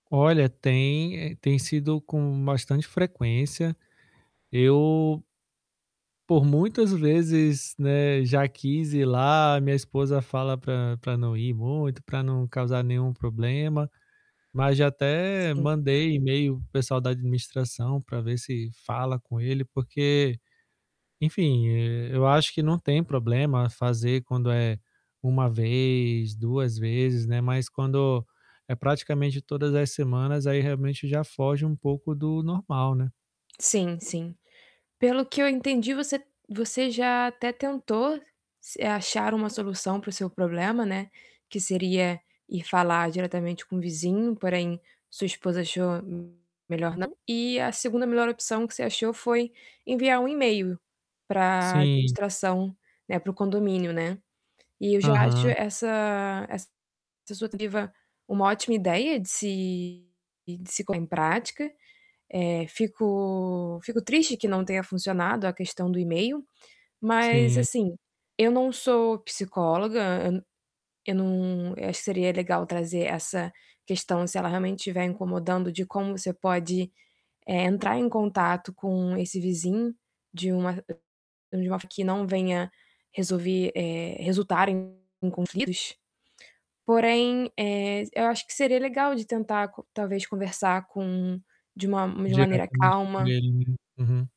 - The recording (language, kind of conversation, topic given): Portuguese, advice, Como posso ler e ouvir sem ser interrompido com tanta frequência?
- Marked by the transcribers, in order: static; distorted speech; tapping